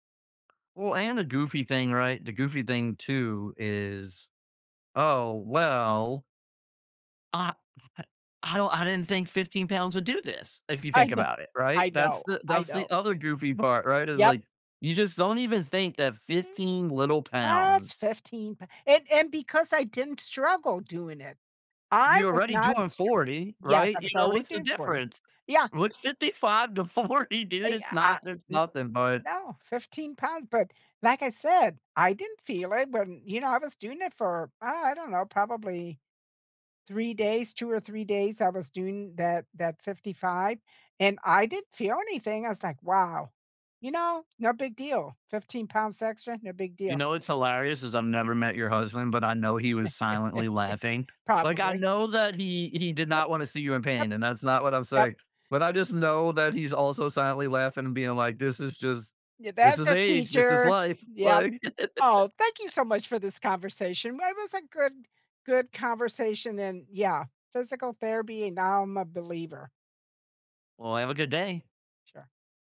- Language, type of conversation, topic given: English, unstructured, How should I decide whether to push through a workout or rest?
- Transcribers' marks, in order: tapping; other noise; laughing while speaking: "know"; other background noise; stressed: "I"; laughing while speaking: "forty"; laugh; laughing while speaking: "Like"; laugh